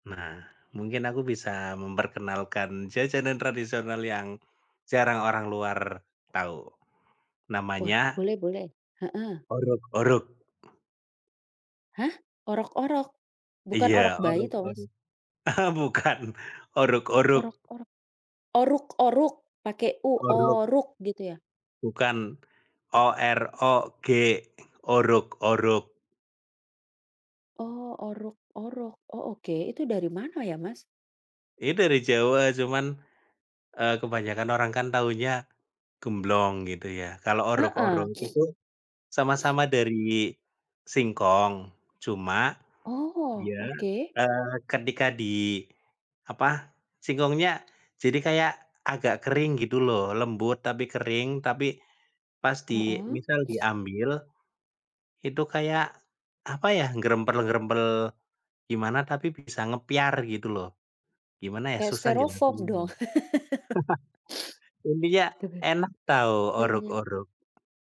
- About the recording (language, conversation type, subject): Indonesian, unstructured, Apa makanan tradisional favoritmu yang selalu membuatmu rindu?
- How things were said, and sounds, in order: other background noise; chuckle; laughing while speaking: "bukan"; sniff; sniff; in Javanese: "gerempel-gerempel"; in Javanese: "ngepyar"; chuckle; laugh; sniff; unintelligible speech; tapping